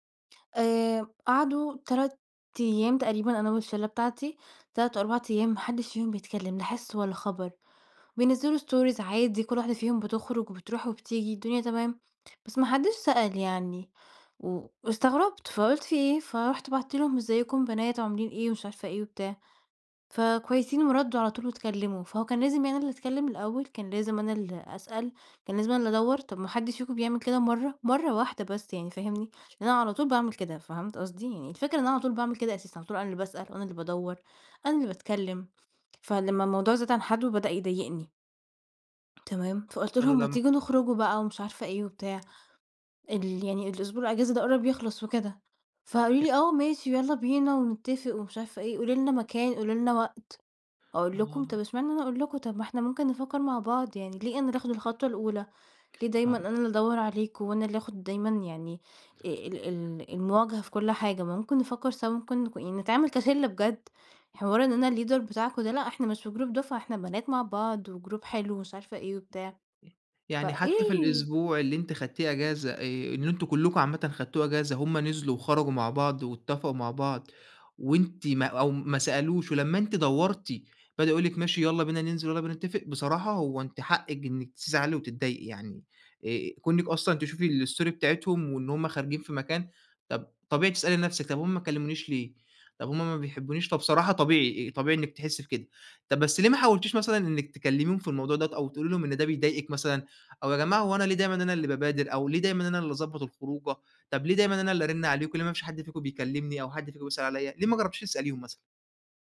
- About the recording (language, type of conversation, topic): Arabic, advice, إزاي أتعامل مع إحساسي إني دايمًا أنا اللي ببدأ الاتصال في صداقتنا؟
- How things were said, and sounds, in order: in English: "Stories"; tapping; other background noise; in English: "الleader"; in English: "group"; in English: "وgroup"; in English: "الstory"